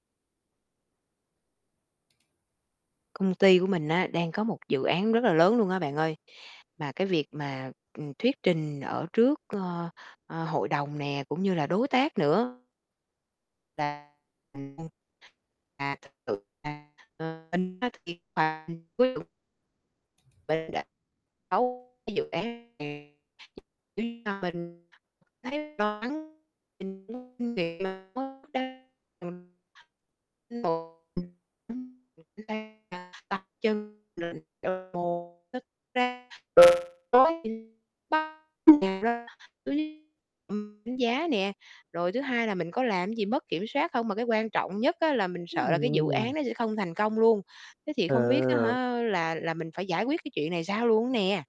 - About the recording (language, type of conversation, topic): Vietnamese, advice, Làm thế nào để giảm lo lắng khi phải nói trước đám đông trong công việc?
- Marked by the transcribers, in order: static; tapping; distorted speech; unintelligible speech; other background noise; unintelligible speech; unintelligible speech; unintelligible speech; unintelligible speech; unintelligible speech; unintelligible speech